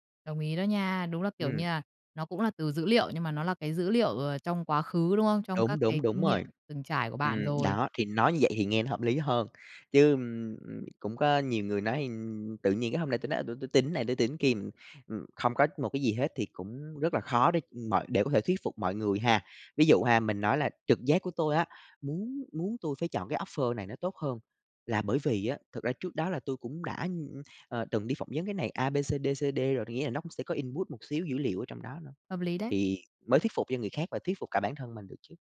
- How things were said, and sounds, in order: in English: "offer"; tapping; in English: "input"
- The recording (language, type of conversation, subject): Vietnamese, podcast, Nói thiệt, bạn thường quyết định dựa vào trực giác hay dữ liệu hơn?